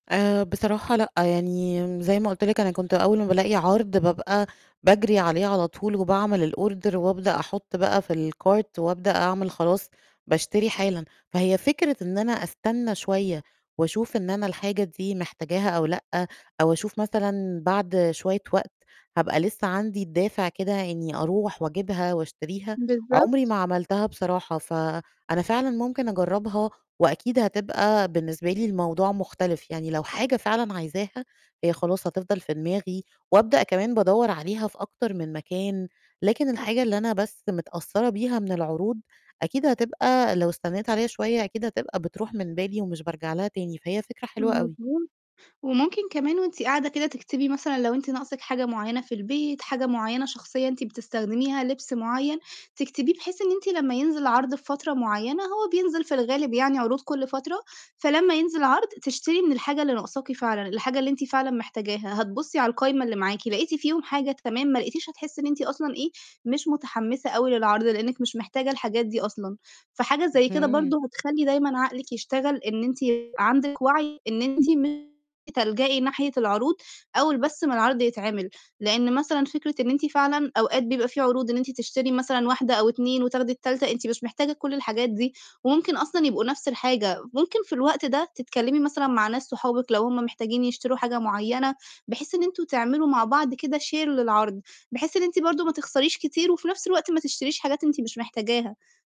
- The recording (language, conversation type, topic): Arabic, advice, إزاي خوفك من فوات العروض بيخليك تشتري حاجات إنت مش محتاجها؟
- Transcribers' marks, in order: in English: "الorder"; in English: "الcart"; static; distorted speech; in English: "share"